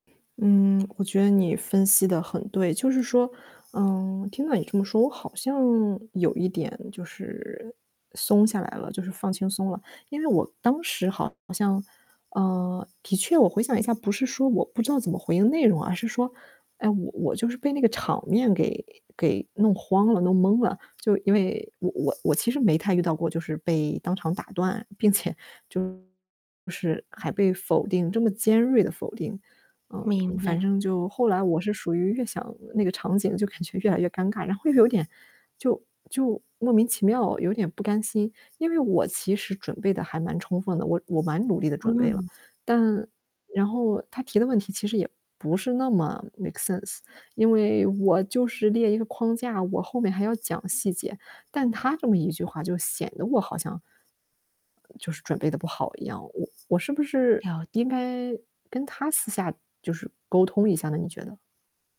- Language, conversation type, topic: Chinese, advice, 同事对我的方案提出尖锐反馈让我不知所措，我该如何应对？
- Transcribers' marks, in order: static; other background noise; distorted speech; laughing while speaking: "感觉"; in English: "make sense"; other noise